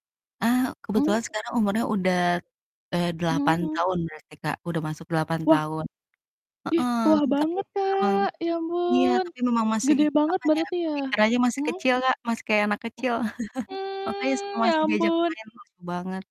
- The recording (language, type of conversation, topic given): Indonesian, unstructured, Apa kegiatan favoritmu bersama hewan peliharaanmu?
- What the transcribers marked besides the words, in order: background speech; distorted speech; other background noise; chuckle; tapping